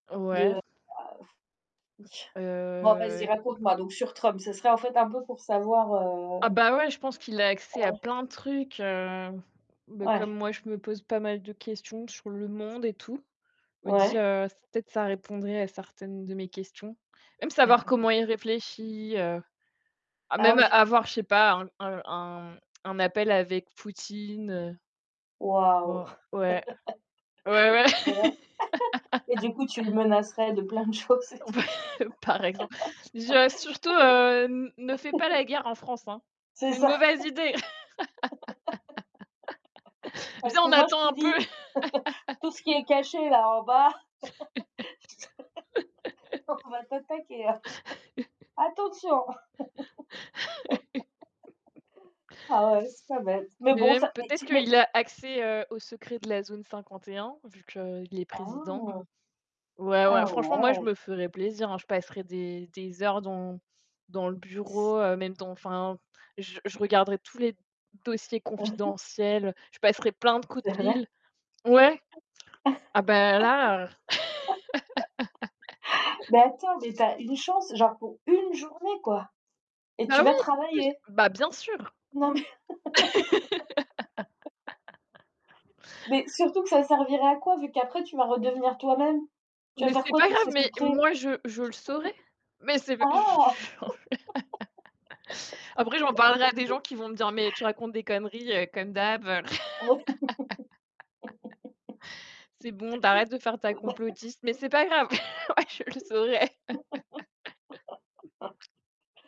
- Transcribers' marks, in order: static; unintelligible speech; other background noise; laugh; tsk; distorted speech; laugh; laugh; chuckle; laughing while speaking: "choses, et tout ?"; laugh; laugh; laugh; laughing while speaking: "on va t'attaquer, hein"; laugh; laugh; laugh; surprised: "Ah. Ah ouais"; unintelligible speech; laugh; tapping; laugh; unintelligible speech; laugh; laugh; laugh; chuckle; laugh; laugh; laugh; laugh
- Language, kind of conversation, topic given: French, unstructured, Que feriez-vous si vous pouviez passer une journée dans la peau d’une célébrité ?